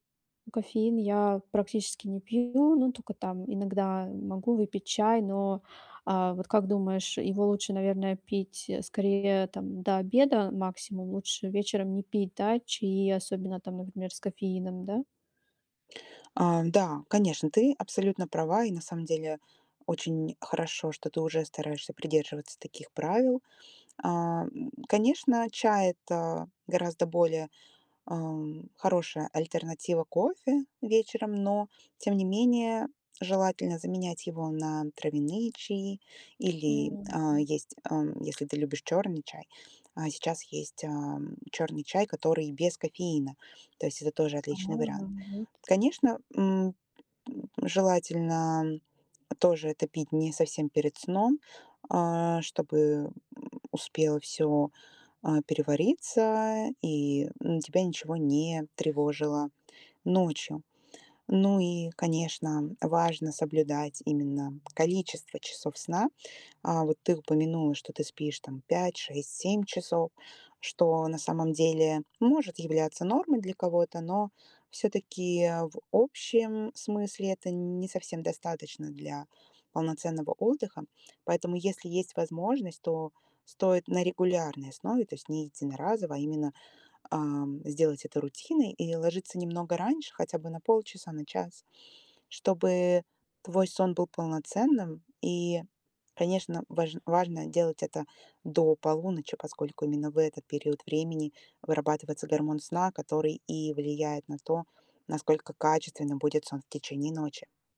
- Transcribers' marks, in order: tapping; other background noise
- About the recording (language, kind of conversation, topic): Russian, advice, Как уменьшить утреннюю усталость и чувствовать себя бодрее по утрам?